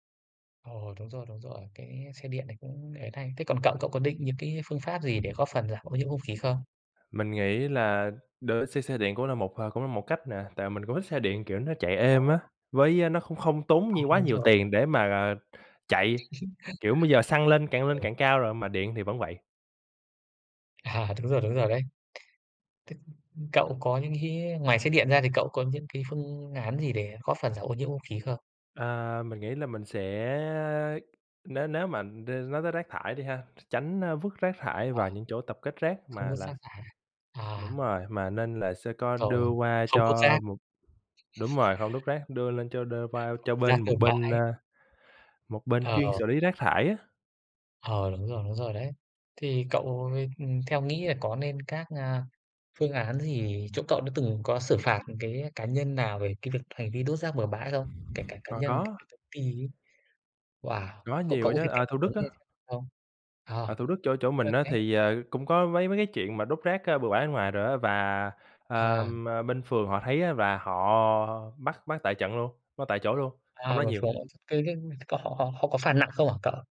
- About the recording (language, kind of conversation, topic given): Vietnamese, unstructured, Bạn nghĩ gì về tình trạng ô nhiễm không khí hiện nay?
- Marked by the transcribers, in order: other background noise; laugh; chuckle; unintelligible speech